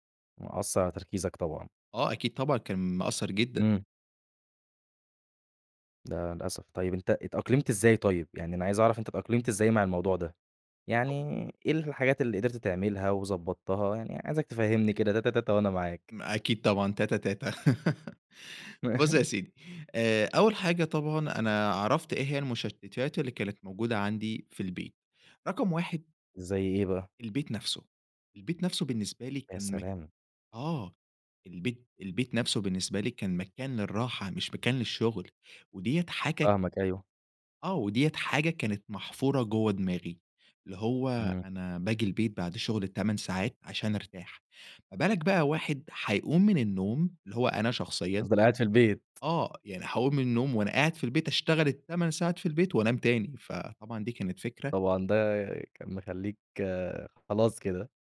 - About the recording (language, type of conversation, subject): Arabic, podcast, إزاي تخلي البيت مناسب للشغل والراحة مع بعض؟
- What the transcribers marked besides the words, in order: laugh; chuckle